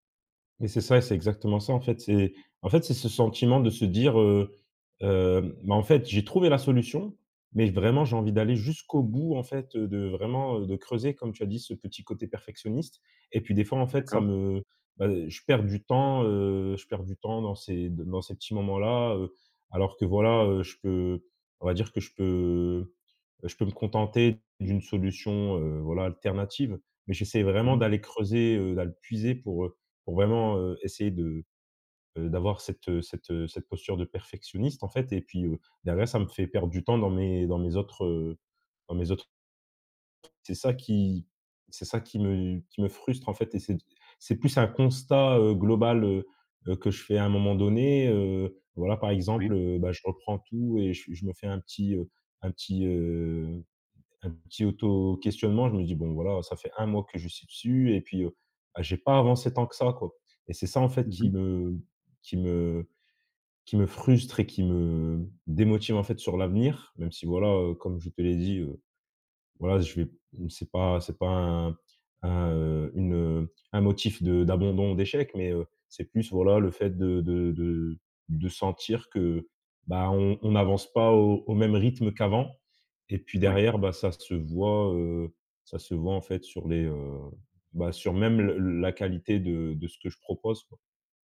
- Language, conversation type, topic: French, advice, Pourquoi est-ce que je me sens coupable de prendre du temps pour créer ?
- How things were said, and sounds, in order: drawn out: "peux"; other background noise